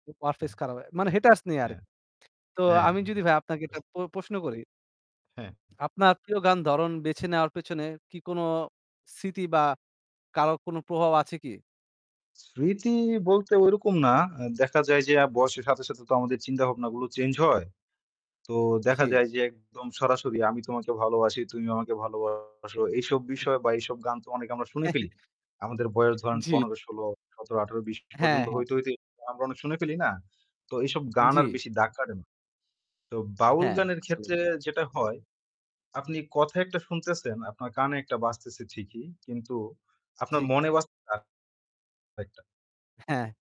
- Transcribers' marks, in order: unintelligible speech; in English: "haters"; distorted speech; unintelligible speech; other background noise; static; in English: "change"; chuckle
- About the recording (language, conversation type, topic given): Bengali, unstructured, আপনার প্রিয় গানের ধরন কী, এবং আপনি সেটি কেন পছন্দ করেন?